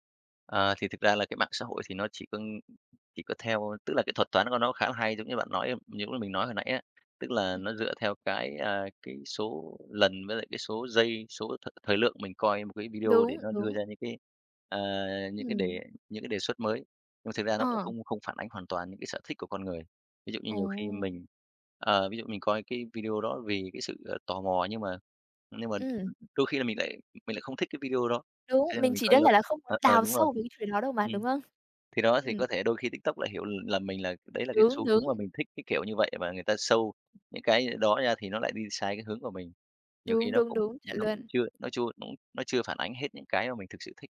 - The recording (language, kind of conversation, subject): Vietnamese, podcast, Bạn nghĩ sao về tầm ảnh hưởng của mạng xã hội đối với văn hóa đại chúng?
- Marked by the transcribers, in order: tapping; in English: "show"